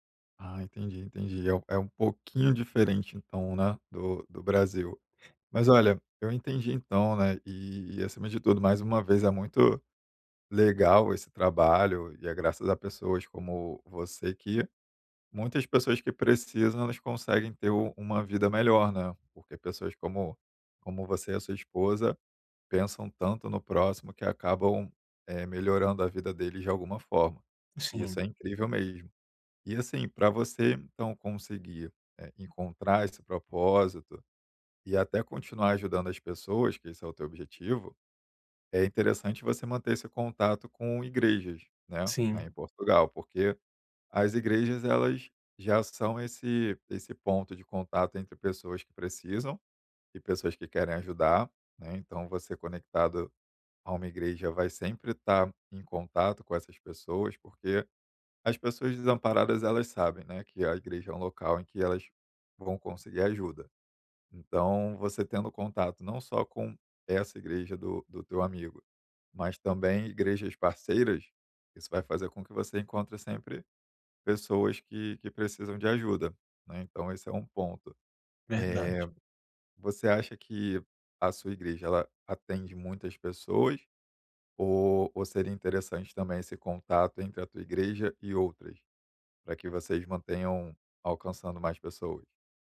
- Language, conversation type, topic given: Portuguese, advice, Como posso encontrar propósito ao ajudar minha comunidade por meio do voluntariado?
- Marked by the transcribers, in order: none